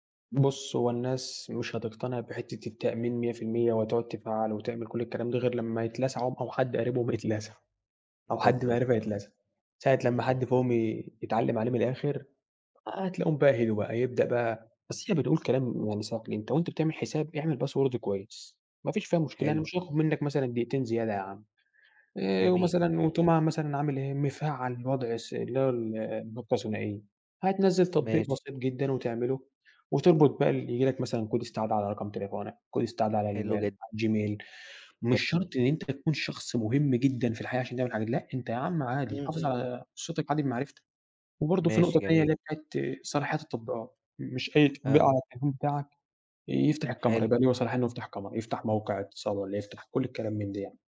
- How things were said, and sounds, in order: tapping; unintelligible speech; in English: "باسورد"; other background noise
- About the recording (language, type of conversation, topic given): Arabic, podcast, ازاي بتحافظ على خصوصيتك على الإنترنت من وجهة نظرك؟